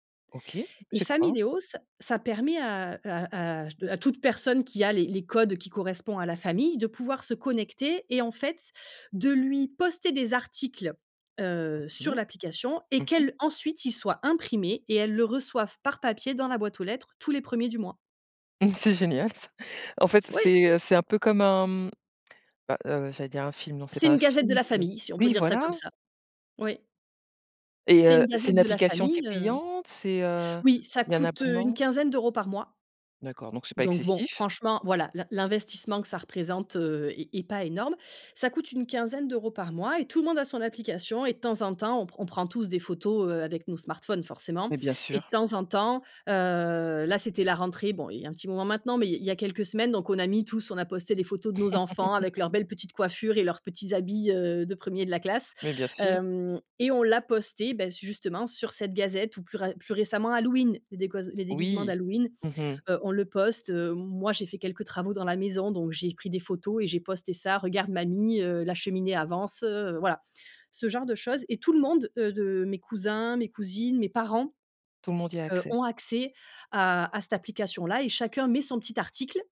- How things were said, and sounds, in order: other background noise; laughing while speaking: "c'est génial ça"; laugh
- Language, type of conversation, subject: French, podcast, Tu penses que les réseaux sociaux rapprochent ou éloignent les gens ?